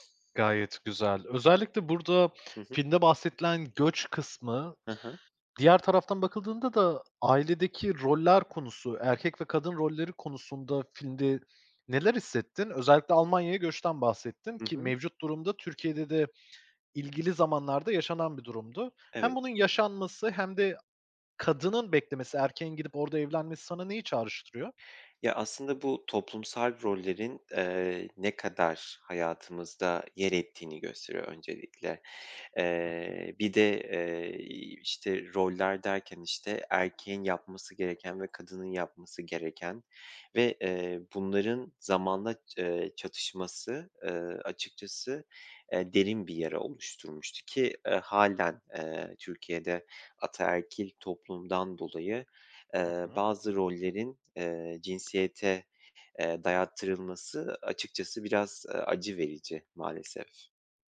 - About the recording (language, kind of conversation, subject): Turkish, podcast, Yeşilçam veya eski yerli filmler sana ne çağrıştırıyor?
- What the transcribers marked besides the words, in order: other background noise